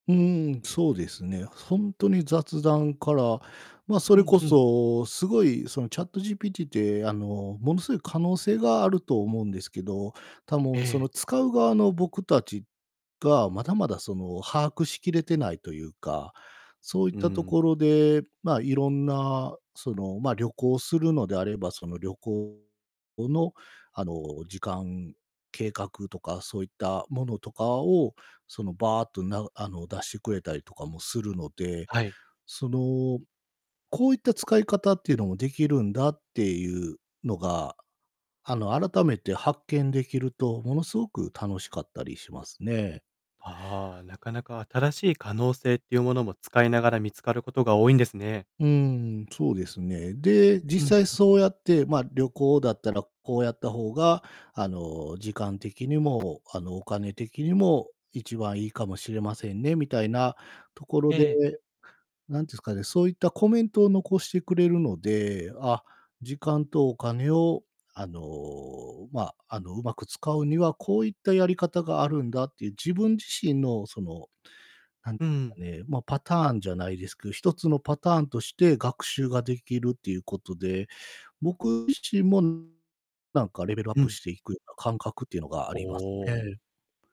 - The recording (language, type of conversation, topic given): Japanese, podcast, 自分を変えた習慣は何ですか？
- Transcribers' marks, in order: distorted speech; other background noise